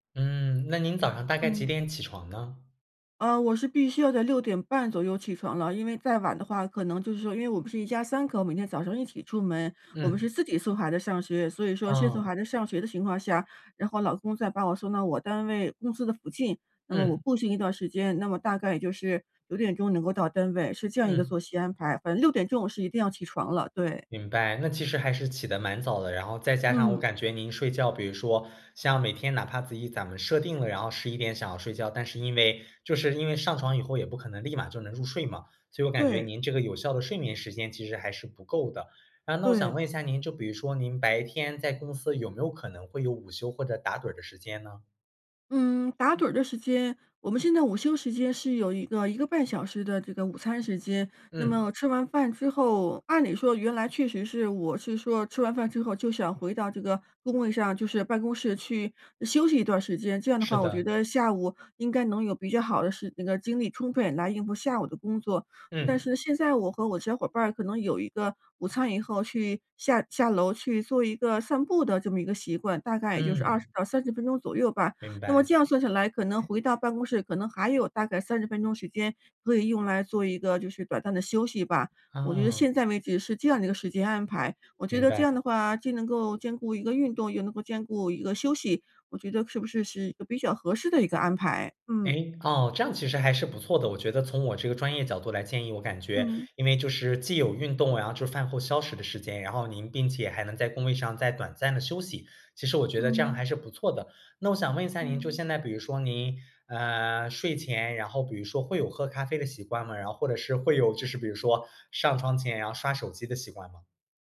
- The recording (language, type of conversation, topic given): Chinese, advice, 我晚上睡不好、白天总是没精神，该怎么办？
- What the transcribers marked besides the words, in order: other background noise